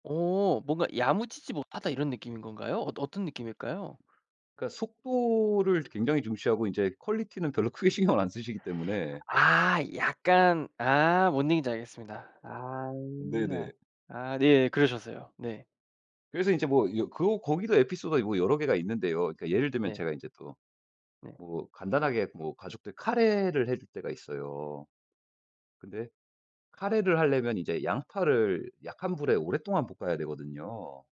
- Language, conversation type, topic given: Korean, podcast, 같이 요리하다가 생긴 웃긴 에피소드가 있나요?
- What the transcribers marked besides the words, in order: none